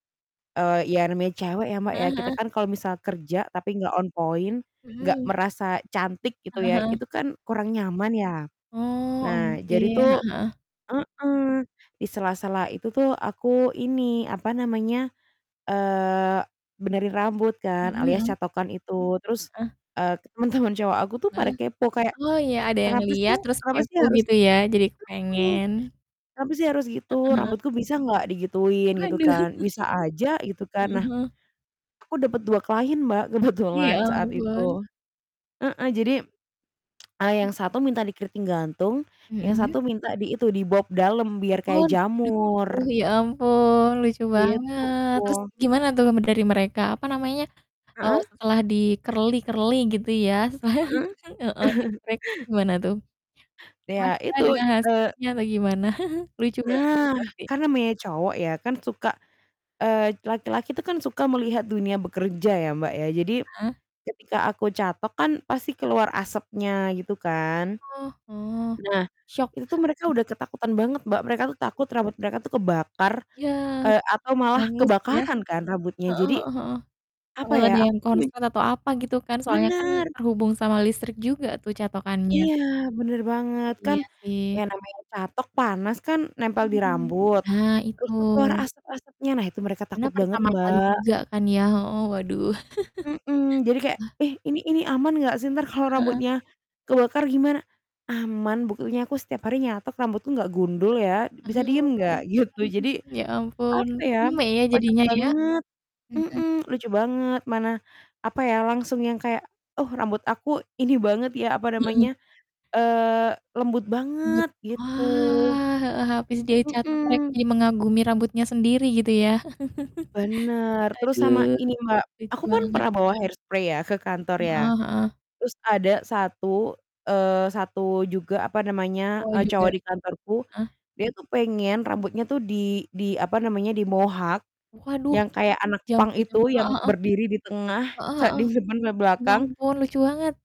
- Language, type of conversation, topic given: Indonesian, unstructured, Apa momen paling lucu yang pernah kamu alami saat bekerja?
- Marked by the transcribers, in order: static; mechanical hum; in English: "on point"; "oke" said as "ongkey"; laughing while speaking: "temen-temen"; distorted speech; other background noise; laughing while speaking: "Waduh"; chuckle; laughing while speaking: "kebetulan"; lip smack; in English: "di-curly-curly"; chuckle; laughing while speaking: "Setelah"; chuckle; chuckle; chuckle; chuckle; chuckle; laughing while speaking: "Gitu"; drawn out: "Wah"; chuckle; in English: "hair spray"